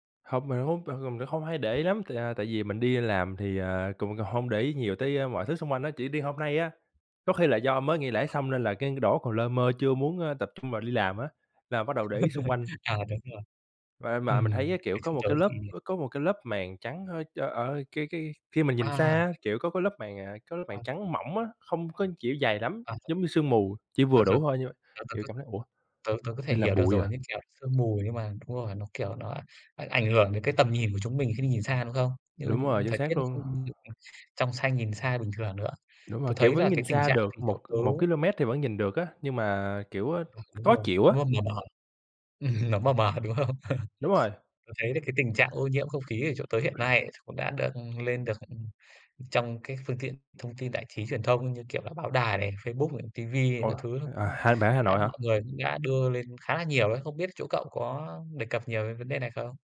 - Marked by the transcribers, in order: unintelligible speech; chuckle; tapping; unintelligible speech; other background noise; laughing while speaking: "Ừm, nó mờ mờ, đúng không?"; chuckle; throat clearing
- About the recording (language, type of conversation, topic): Vietnamese, unstructured, Bạn nghĩ gì về tình trạng ô nhiễm không khí hiện nay?